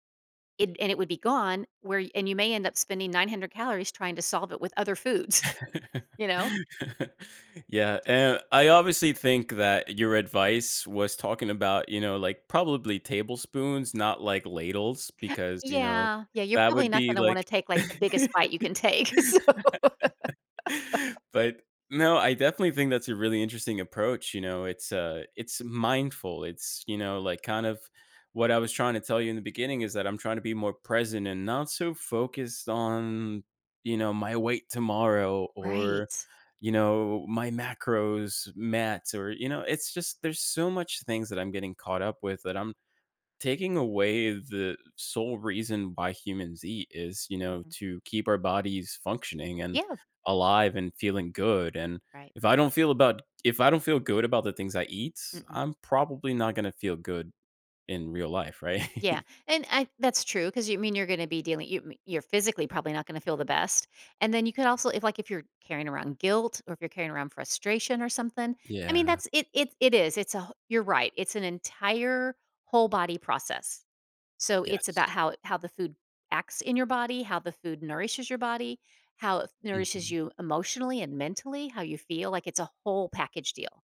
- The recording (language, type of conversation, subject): English, advice, How can I set clear, achievable self-improvement goals?
- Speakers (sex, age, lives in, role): female, 55-59, United States, advisor; male, 30-34, United States, user
- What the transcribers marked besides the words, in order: laugh; chuckle; laugh; laughing while speaking: "take, so"; laugh; laughing while speaking: "right?"; chuckle; stressed: "entire"